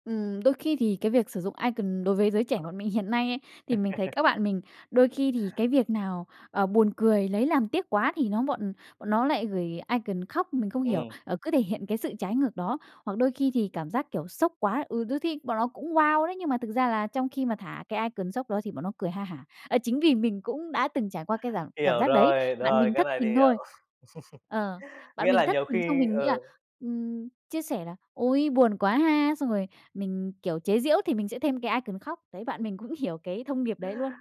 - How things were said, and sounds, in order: in English: "icon"; laugh; in English: "icon"; in English: "icon"; chuckle; in English: "icon"
- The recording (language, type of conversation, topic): Vietnamese, podcast, Bạn cảm thấy thế nào về việc nhắn tin thoại?
- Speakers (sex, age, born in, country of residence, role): female, 20-24, Vietnam, Vietnam, guest; male, 30-34, Vietnam, Vietnam, host